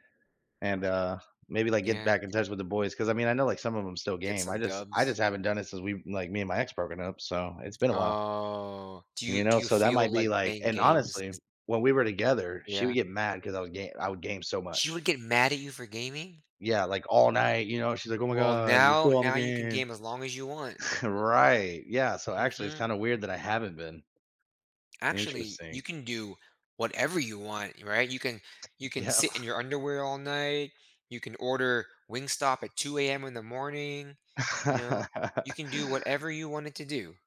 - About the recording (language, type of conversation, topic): English, advice, How do I adjust to living alone?
- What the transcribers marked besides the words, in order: other background noise; drawn out: "Oh"; put-on voice: "Oh my god. You're still on the game"; chuckle; chuckle; laugh